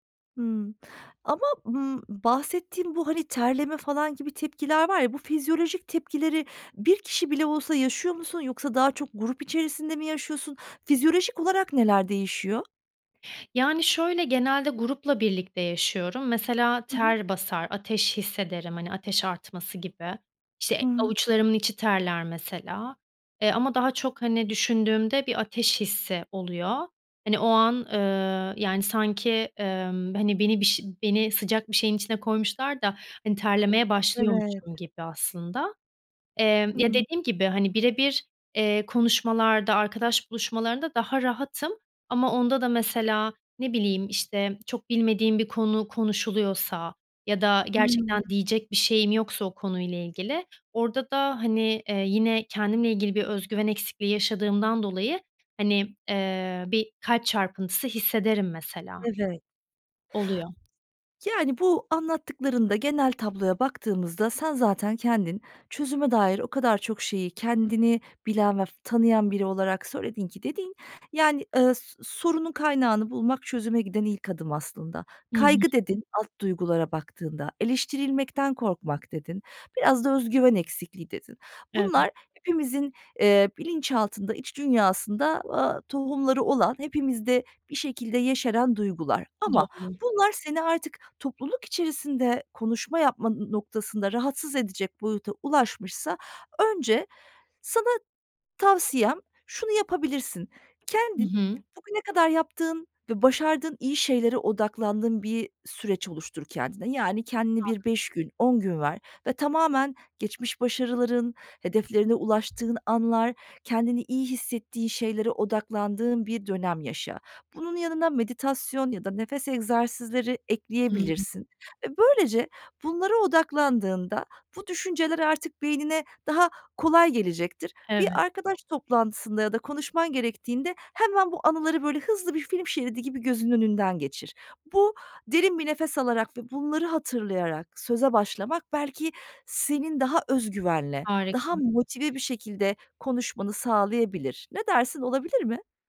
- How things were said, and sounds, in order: other background noise
- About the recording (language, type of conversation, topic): Turkish, advice, Topluluk önünde konuşurken neden özgüven eksikliği yaşıyorum?